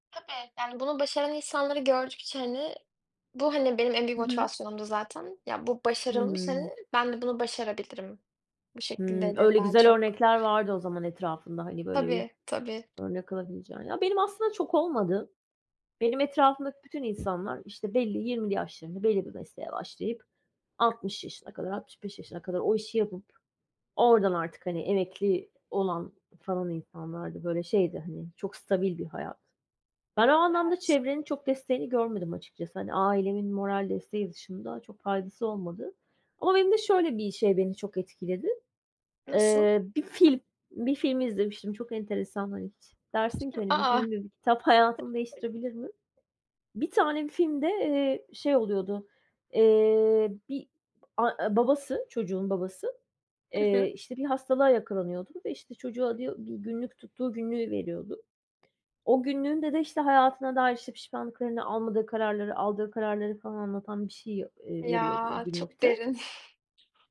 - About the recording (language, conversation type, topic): Turkish, unstructured, Kendinle gurur duyduğun bir özelliğin nedir?
- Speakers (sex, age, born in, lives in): female, 20-24, Turkey, Netherlands; female, 45-49, Turkey, Spain
- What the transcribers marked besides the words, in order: other background noise; tapping; unintelligible speech